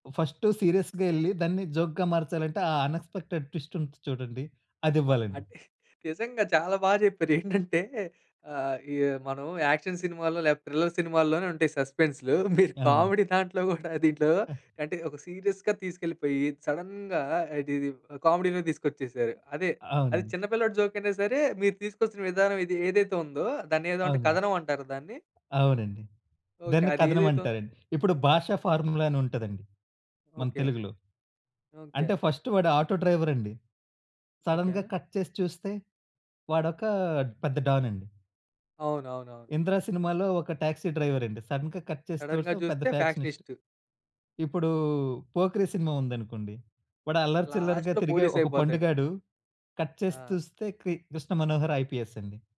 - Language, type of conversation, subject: Telugu, podcast, క్రియాత్మక ఆలోచనలు ఆగిపోయినప్పుడు మీరు మళ్లీ సృజనాత్మకతలోకి ఎలా వస్తారు?
- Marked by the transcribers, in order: in English: "సీరియస్‌గా"; in English: "జోక్‌గా"; in English: "అనెక్స్‌పెక్టెడ్ ట్విస్ట్"; chuckle; laughing while speaking: "ఏంటంటే"; in English: "యాక్షన్"; in English: "థ్రిల్లర్"; chuckle; in English: "కామెడీ"; other noise; in English: "సీరియస్‌గా"; in English: "సడెన్‌గా"; in English: "కామెడీలో"; other background noise; tapping; in English: "ఫార్ములా"; in English: "ఫస్ట్"; in English: "డ్రైవర్"; in English: "సడెన్‌గా కట్"; in English: "డాన్"; in English: "టాక్సీ డ్రైవర్"; in English: "సడెన్‌గా కట్"; in English: "సడెన్‌గా"; in English: "ఫ్యాక్షనిస్ట్"; in English: "లాస్ట్‌లో"; in English: "కట్"; in English: "ఐపీఎస్"